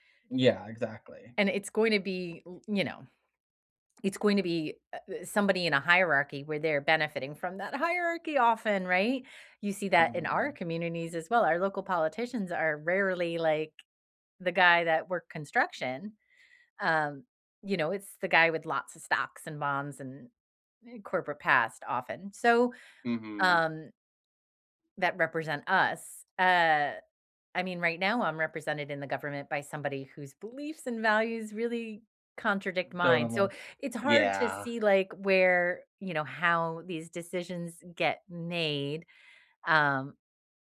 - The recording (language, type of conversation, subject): English, unstructured, Should locals have the final say over what tourists can and cannot do?
- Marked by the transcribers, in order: other background noise; unintelligible speech; tapping